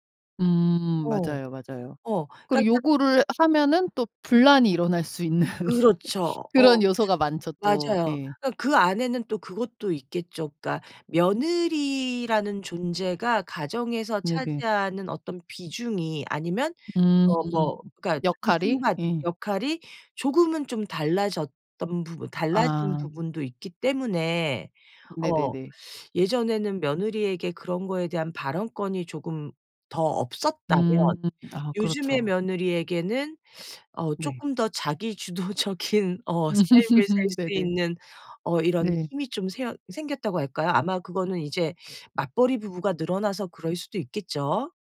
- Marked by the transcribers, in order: other background noise; laughing while speaking: "있는"; teeth sucking; teeth sucking; laughing while speaking: "주도적인"; laugh; tapping
- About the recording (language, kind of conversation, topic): Korean, podcast, 세대에 따라 ‘효’를 어떻게 다르게 느끼시나요?